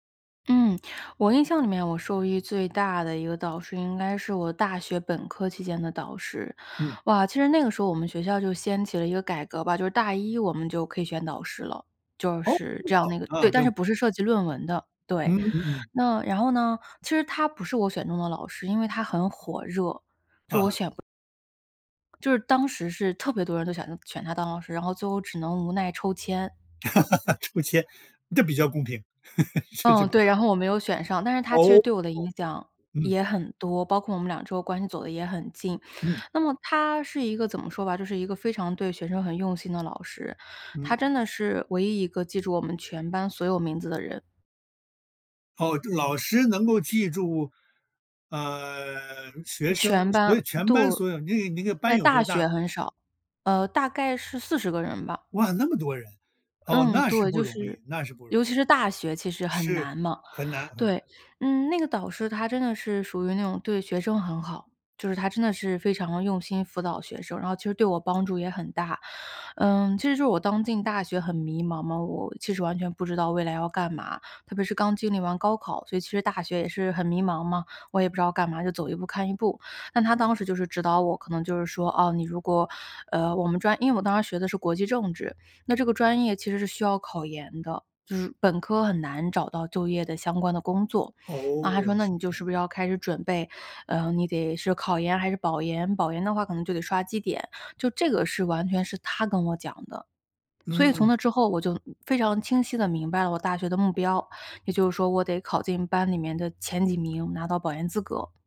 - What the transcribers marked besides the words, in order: surprised: "哦"; other background noise; laugh; laughing while speaking: "这就比较"
- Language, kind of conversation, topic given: Chinese, podcast, 你受益最深的一次导师指导经历是什么？